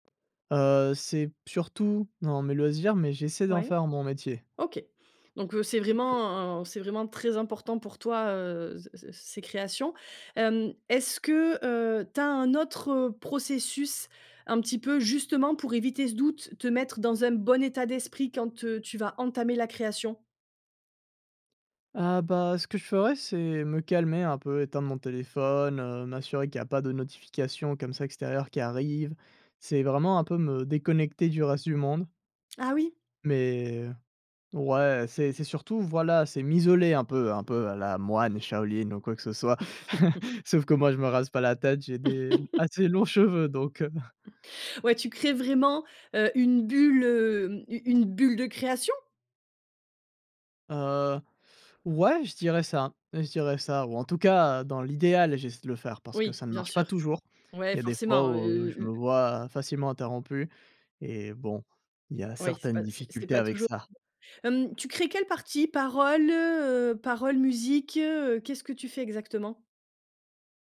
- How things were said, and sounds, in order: chuckle; laugh; unintelligible speech
- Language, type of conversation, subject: French, podcast, Comment gères-tu le doute créatif au quotidien ?